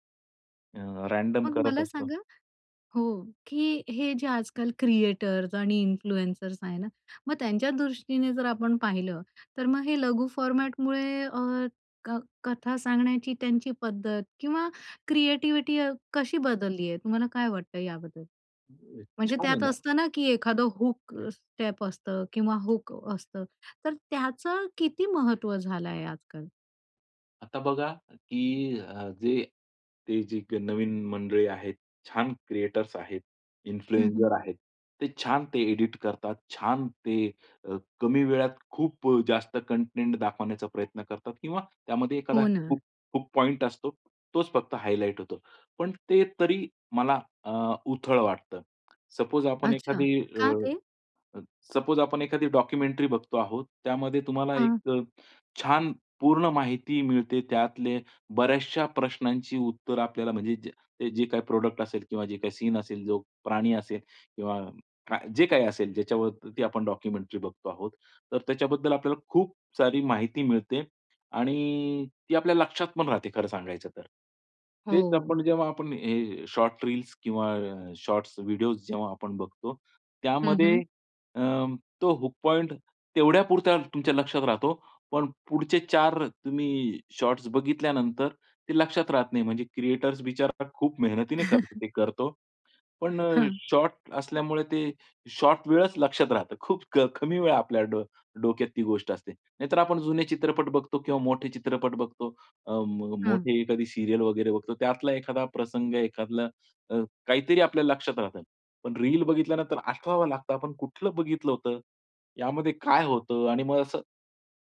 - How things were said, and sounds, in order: in English: "रँडम"; in English: "क्रिएटर्स"; in English: "इन्फ्लुएन्सर्स"; in English: "फॉर्मॅटमुळे"; in English: "क्रिएटिव्हिटी"; in English: "हूक स्टेप"; in English: "हूक"; in English: "क्रिएटर्स"; in English: "इन्फ्लुएन्सर"; in English: "एडिट"; in English: "कंटेंट"; in English: "पॉइंट"; in English: "हायलाइट"; in English: "सपोज"; in English: "सपोज"; in English: "डॉक्युमेंटरी"; in English: "प्रॉडक्ट"; in English: "सीन"; in English: "डॉक्युमेंटरी"; in English: "शॉर्ट रील्स"; in English: "शॉर्ट्स व्हिडिओस"; in English: "हुक पॉईंट"; in English: "शॉट्स"; in English: "क्रिएटर्स"; in English: "शॉर्ट"; in English: "शॉर्ट"; in English: "सीरियल"; in English: "रील"
- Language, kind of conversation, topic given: Marathi, podcast, लघु व्हिडिओंनी मनोरंजन कसं बदललं आहे?